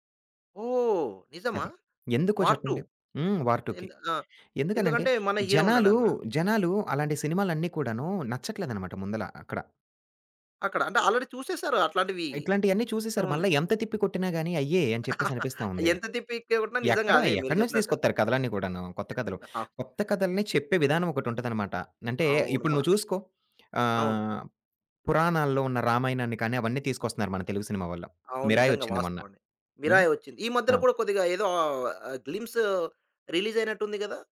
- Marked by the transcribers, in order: in English: "ఆల్రెడీ"; other background noise; chuckle; chuckle; in English: "గ్లింప్స్"
- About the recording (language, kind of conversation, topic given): Telugu, podcast, బాలీవుడ్ మరియు టాలీవుడ్‌ల పాపులర్ కల్చర్‌లో ఉన్న ప్రధాన తేడాలు ఏమిటి?